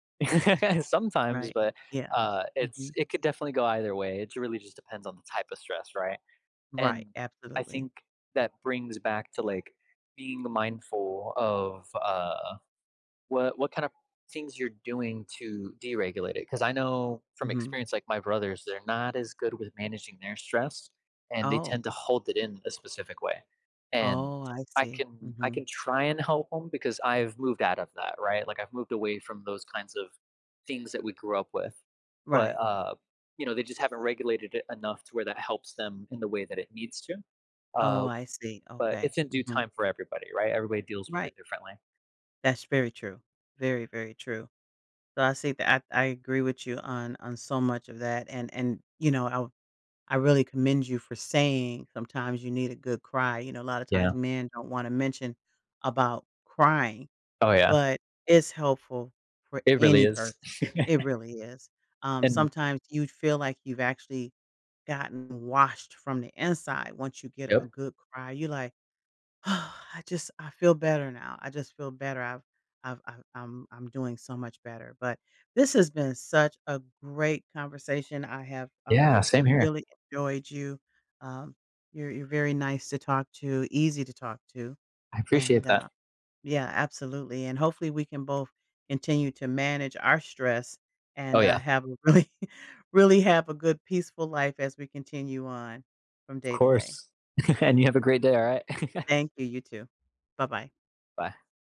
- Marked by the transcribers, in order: laugh; other background noise; chuckle; sigh; laughing while speaking: "really"; chuckle; chuckle
- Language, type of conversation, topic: English, unstructured, How would you like to get better at managing stress?